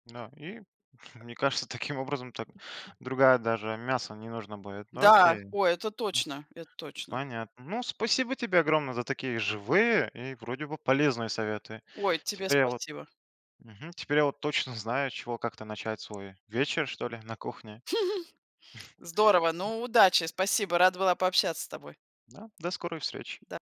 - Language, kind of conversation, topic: Russian, podcast, Как вы успеваете готовить вкусный ужин быстро?
- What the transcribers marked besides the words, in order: chuckle; tapping; giggle; chuckle; other background noise